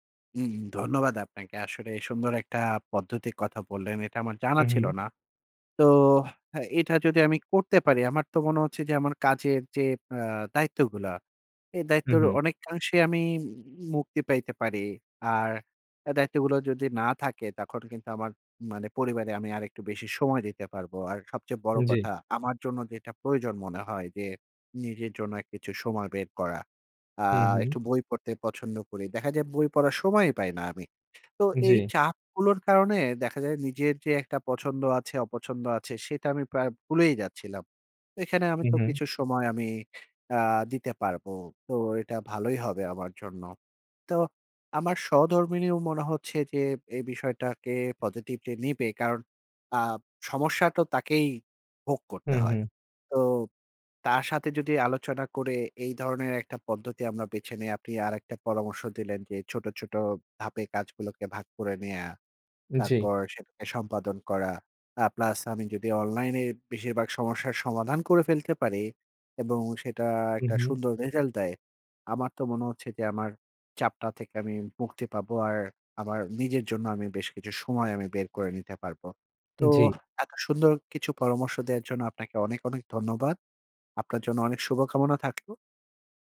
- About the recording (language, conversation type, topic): Bengali, advice, দৈনন্দিন ছোটখাটো দায়িত্বেও কেন আপনার অতিরিক্ত চাপ অনুভূত হয়?
- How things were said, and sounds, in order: in English: "Positively"